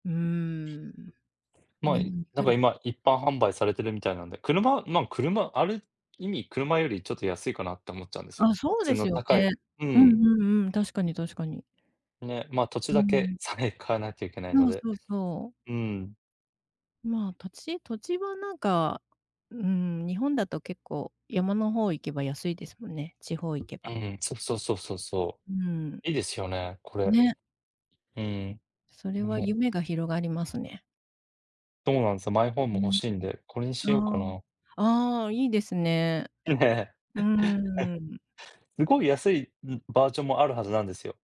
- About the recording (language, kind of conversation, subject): Japanese, unstructured, 未来の暮らしはどのようになっていると思いますか？
- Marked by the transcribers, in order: other background noise; tapping; chuckle